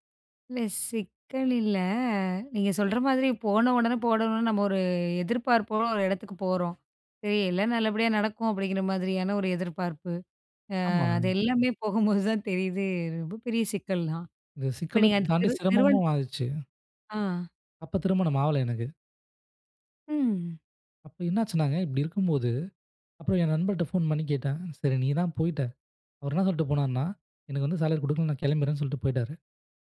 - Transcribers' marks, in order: laughing while speaking: "போகும்போதுதான் தெரியுது. ரொம்பப் பெரிய சிக்கல்தான்"; in English: "சாலரி"
- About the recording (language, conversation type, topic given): Tamil, podcast, சிக்கலில் இருந்து உங்களை காப்பாற்றிய ஒருவரைப் பற்றி சொல்ல முடியுமா?